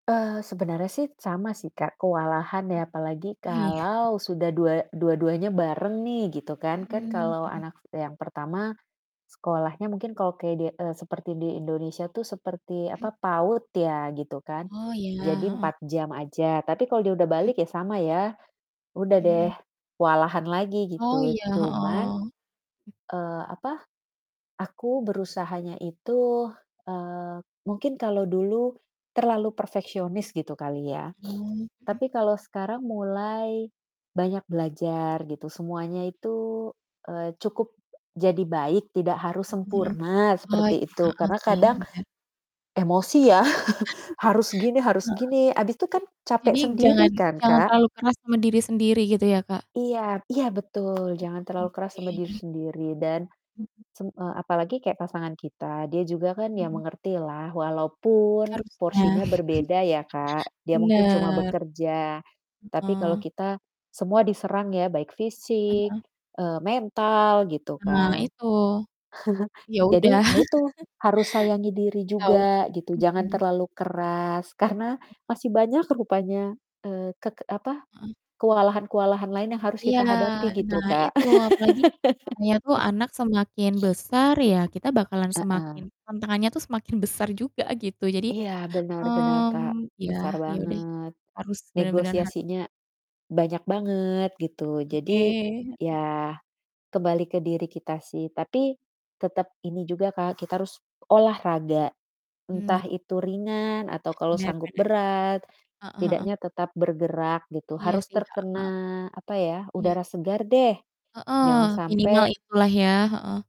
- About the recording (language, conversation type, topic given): Indonesian, unstructured, Bagaimana cara kamu menjaga kesehatan mental setiap hari?
- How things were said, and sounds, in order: other background noise; sniff; distorted speech; chuckle; mechanical hum; tapping; chuckle; chuckle; laughing while speaking: "karena"; laugh; sniff; static